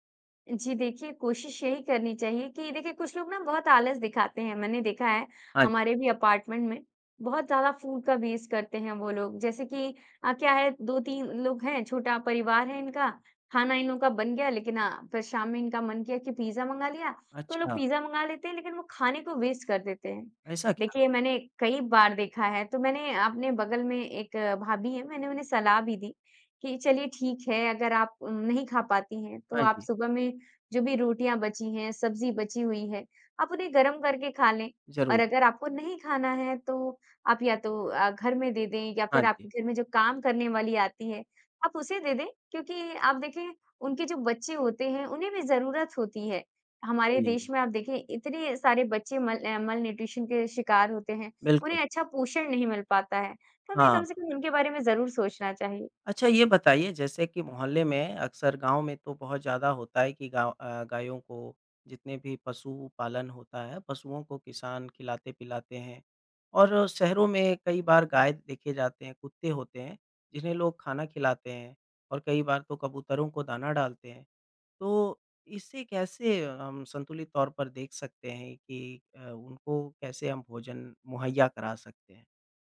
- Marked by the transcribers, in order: in English: "अपार्टमेंट"; in English: "फूड"; in English: "वेस्ट"; in English: "वेस्ट"; in English: "मल्नूट्रिशन"
- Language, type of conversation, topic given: Hindi, podcast, रोज़मर्रा की जिंदगी में खाद्य अपशिष्ट कैसे कम किया जा सकता है?